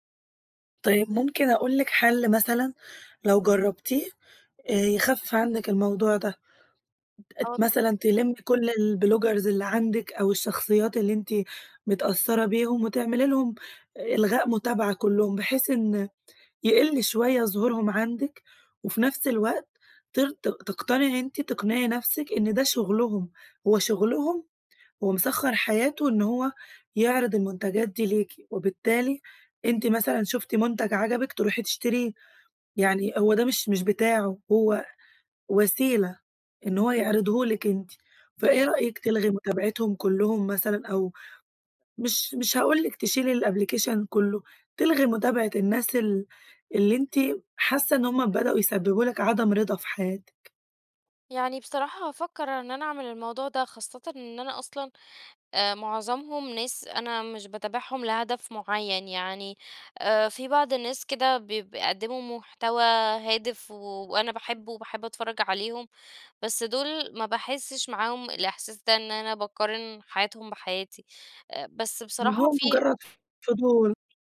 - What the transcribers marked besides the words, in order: in English: "البلوجرز"; in English: "الأبلكيشن"
- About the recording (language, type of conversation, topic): Arabic, advice, ازاي ضغط السوشيال ميديا بيخلّيني أقارن حياتي بحياة غيري وأتظاهر إني مبسوط؟